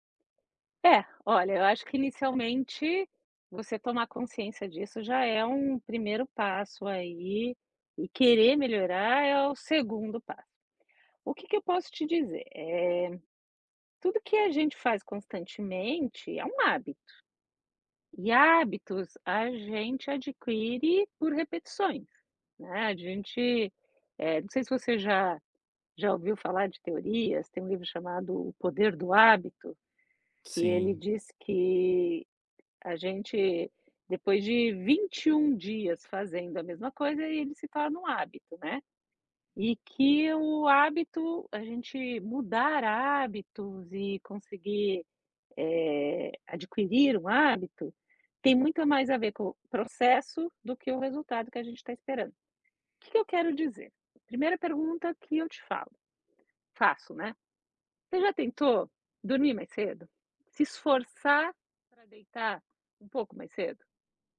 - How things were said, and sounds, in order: tapping
- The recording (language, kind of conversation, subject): Portuguese, advice, Como posso manter a consistência diária na prática de atenção plena?